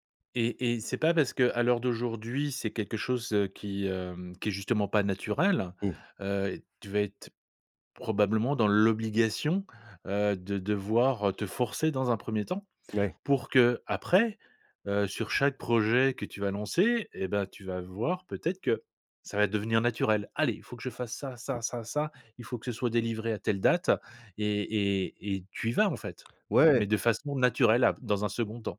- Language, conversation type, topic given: French, advice, Comment le stress et l’anxiété t’empêchent-ils de te concentrer sur un travail important ?
- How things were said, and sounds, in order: none